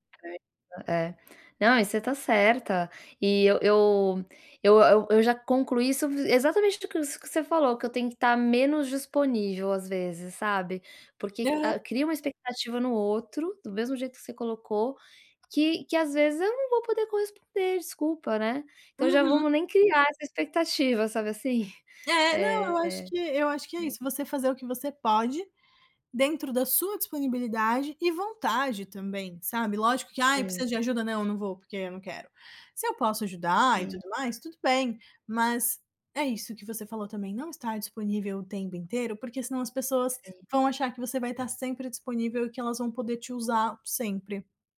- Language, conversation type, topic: Portuguese, advice, Como posso estabelecer limites sem magoar um amigo que está passando por dificuldades?
- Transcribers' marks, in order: unintelligible speech; tapping